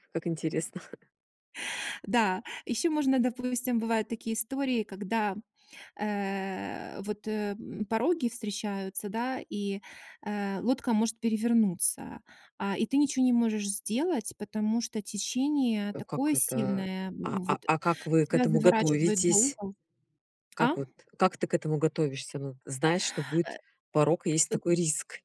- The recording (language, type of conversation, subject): Russian, podcast, Как природа учит нас замедляться и по-настоящему видеть мир?
- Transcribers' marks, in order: laugh